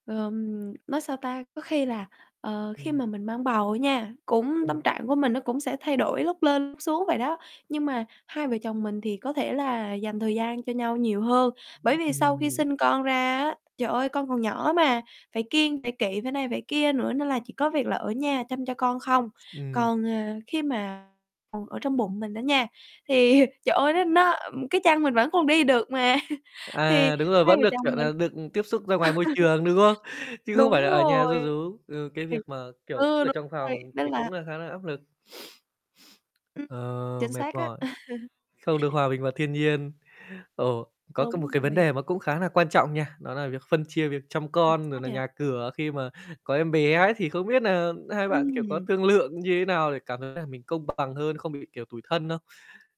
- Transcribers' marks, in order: tapping; distorted speech; other background noise; laughing while speaking: "thì"; chuckle; laugh; unintelligible speech; sniff; chuckle; static; mechanical hum
- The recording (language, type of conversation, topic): Vietnamese, podcast, Làm sao để giữ gìn mối quan hệ vợ chồng khi có con nhỏ?